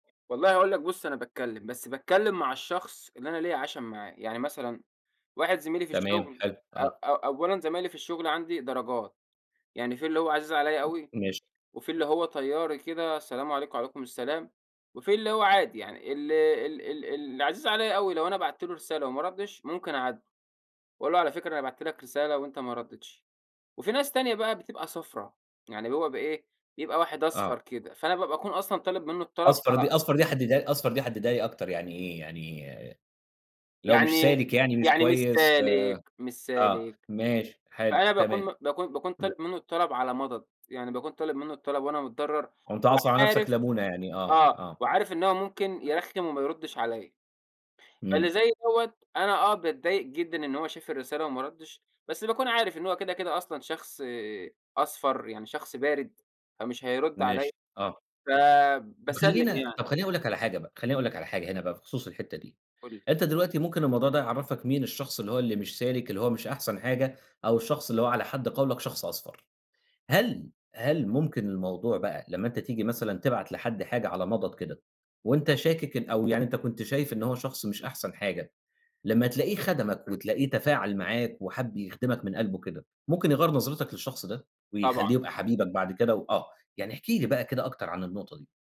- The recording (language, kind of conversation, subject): Arabic, podcast, إيه رأيك في خاصية "تمّت القراءة" وتأثيرها على العلاقات؟
- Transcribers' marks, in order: other noise; tapping